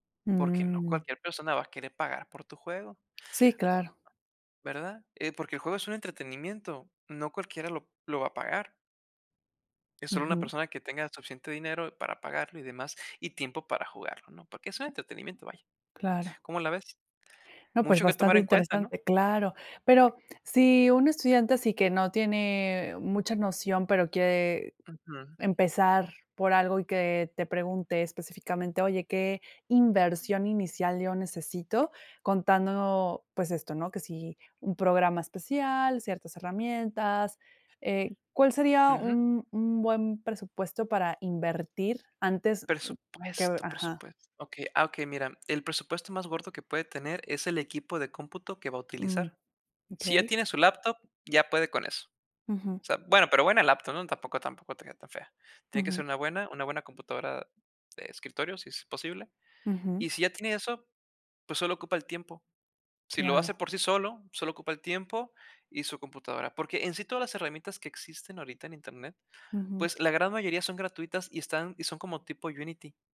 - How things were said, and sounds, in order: drawn out: "Mm"; other background noise
- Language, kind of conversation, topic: Spanish, podcast, ¿Qué proyecto pequeño recomiendas para empezar con el pie derecho?